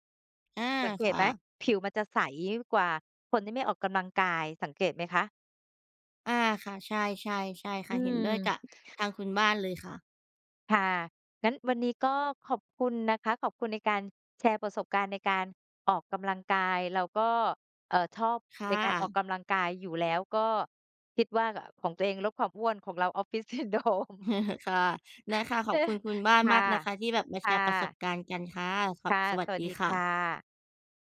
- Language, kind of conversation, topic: Thai, unstructured, คุณคิดว่าการออกกำลังกายช่วยเปลี่ยนชีวิตได้จริงไหม?
- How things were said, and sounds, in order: other background noise; laughing while speaking: "Syndrome"; chuckle; tapping; chuckle